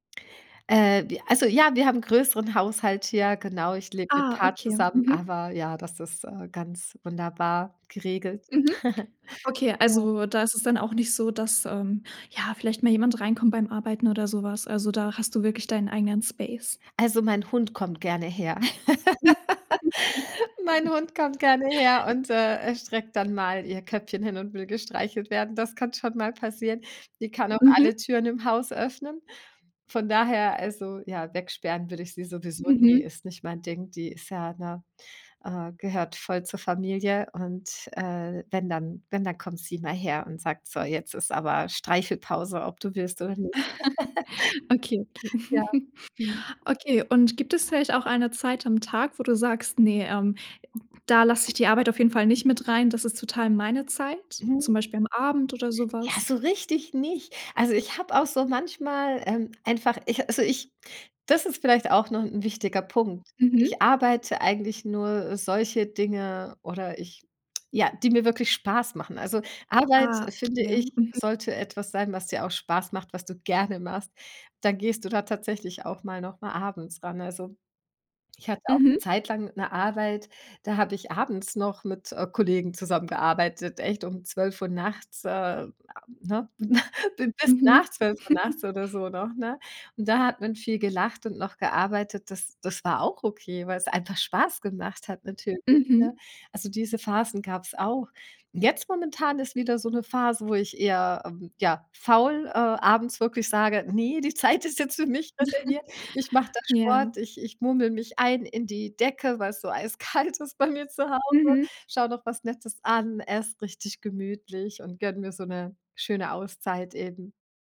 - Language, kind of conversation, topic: German, podcast, Wie trennst du Arbeit und Privatleben, wenn du zu Hause arbeitest?
- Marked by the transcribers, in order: chuckle; chuckle; other noise; other background noise; chuckle; unintelligible speech; unintelligible speech; chuckle; chuckle; laughing while speaking: "die Zeit ist jetzt für mich reserviert"; chuckle; laughing while speaking: "eiskalt"